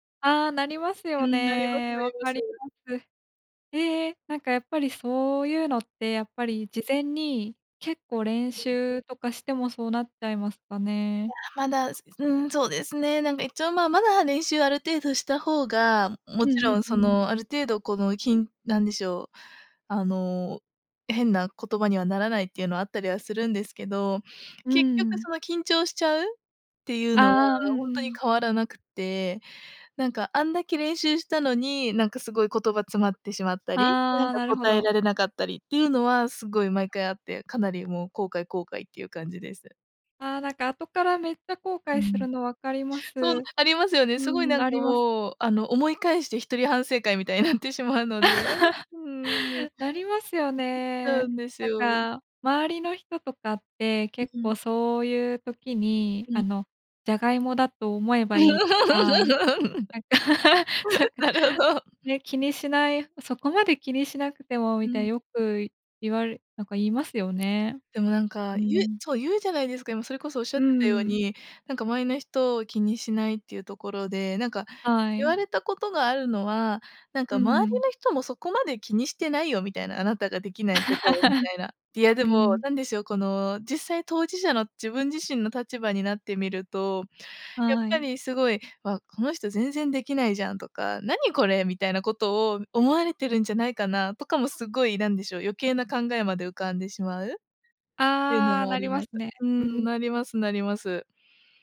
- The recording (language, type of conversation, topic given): Japanese, advice, 人前で話すと強い緊張で頭が真っ白になるのはなぜですか？
- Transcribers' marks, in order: other noise; laugh; laughing while speaking: "なんか さんか"; laugh; laughing while speaking: "なるほど"; laugh